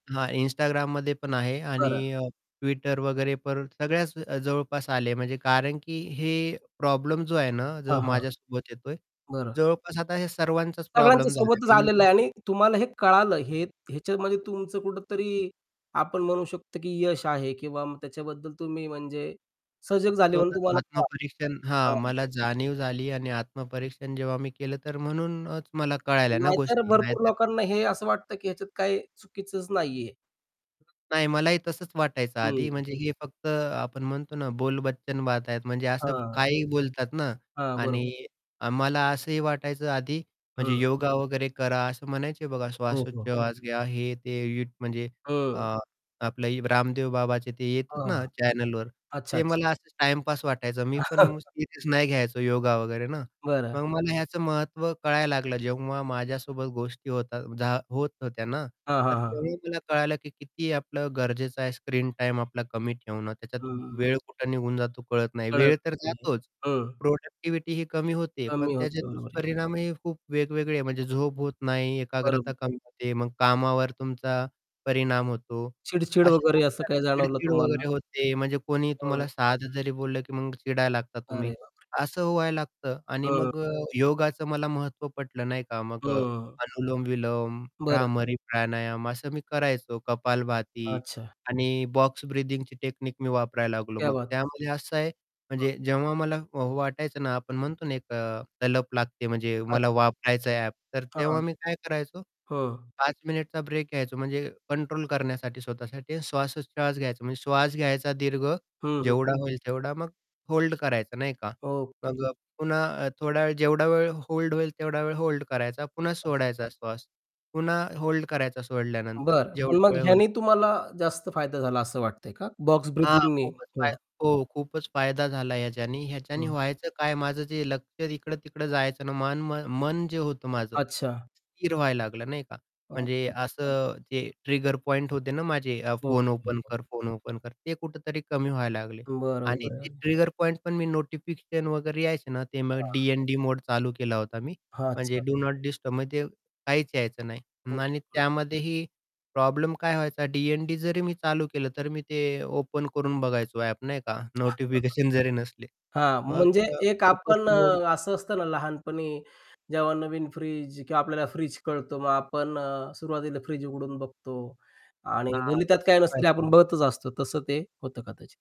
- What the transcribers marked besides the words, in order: distorted speech; static; other background noise; unintelligible speech; in English: "चॅनलवर"; chuckle; in English: "बॉक्स ब्रिदिंगची टेक्निक"; in Hindi: "क्या बात"; tapping; unintelligible speech; unintelligible speech; unintelligible speech; in English: "डू नॉट डिस्टर्ब"; unintelligible speech; in English: "ओपन"; unintelligible speech
- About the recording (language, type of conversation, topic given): Marathi, podcast, टिकटॉक आणि यूट्यूबवर सलग व्हिडिओ पाहत राहिल्यामुळे तुमचा दिवस कसा निघून जातो, असं तुम्हाला वाटतं?